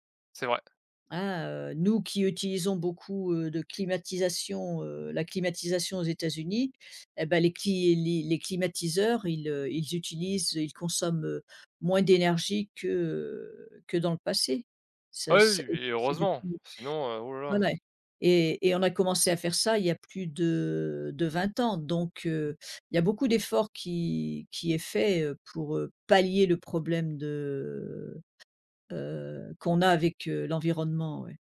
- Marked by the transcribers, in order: stressed: "pallier"
- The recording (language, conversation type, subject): French, unstructured, Que penses-tu des effets du changement climatique sur la nature ?